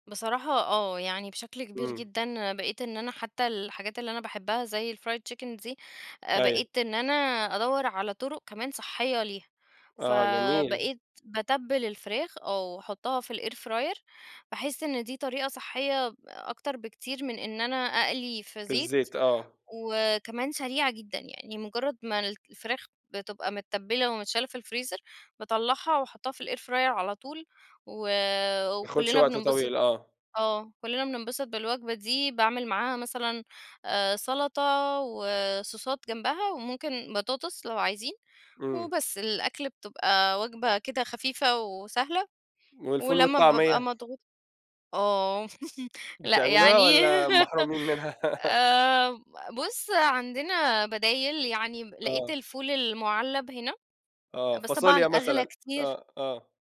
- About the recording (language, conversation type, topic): Arabic, podcast, إزاي بيتغيّر أكلك لما بتنتقل لبلد جديد؟
- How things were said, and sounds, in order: in English: "ال fried chicken"; in English: "الairfryer"; tapping; in English: "ال airfryer"; in English: "وصوصات"; chuckle; laugh; laughing while speaking: "لأ يعني"